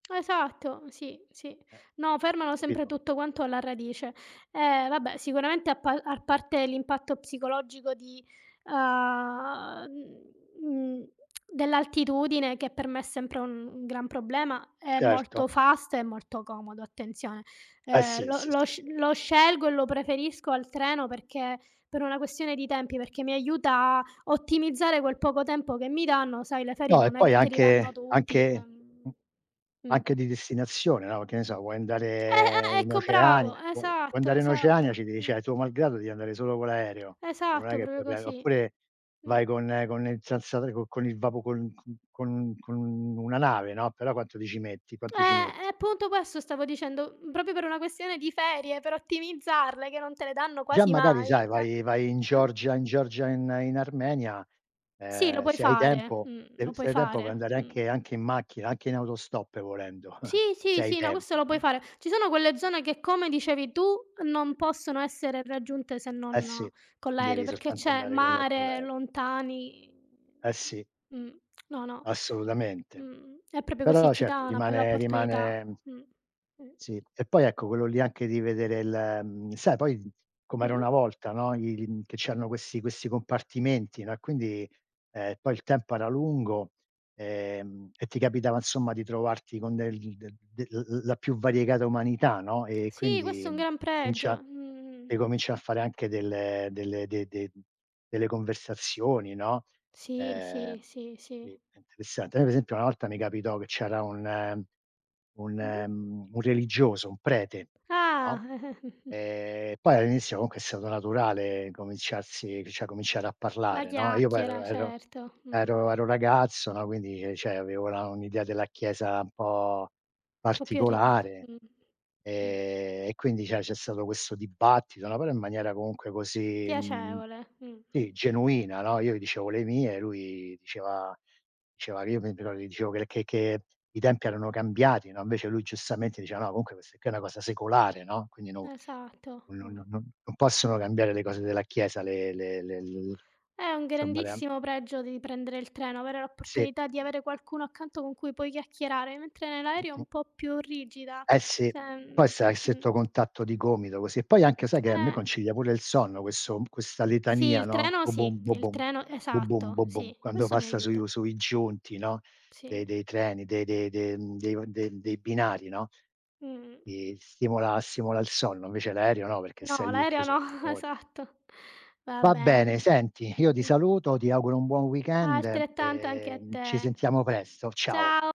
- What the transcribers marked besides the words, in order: drawn out: "uhm, mhmm"; lip smack; in English: "fast"; tapping; other background noise; "cioè" said as "ceh"; "proprio" said as "propo"; chuckle; unintelligible speech; "insomma" said as "nsomma"; drawn out: "Mh"; "per" said as "pe"; chuckle; "cioè" said as "ceh"; "cioè" said as "ceh"; "cioè" said as "ceh"; unintelligible speech; "Cioè" said as "ceh"; "litania" said as "letania"; unintelligible speech; laughing while speaking: "no, esatto"; "Va bene" said as "vabbene"; in English: "weekend"
- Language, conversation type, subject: Italian, unstructured, Tra viaggiare in aereo e in treno, quale mezzo preferisci?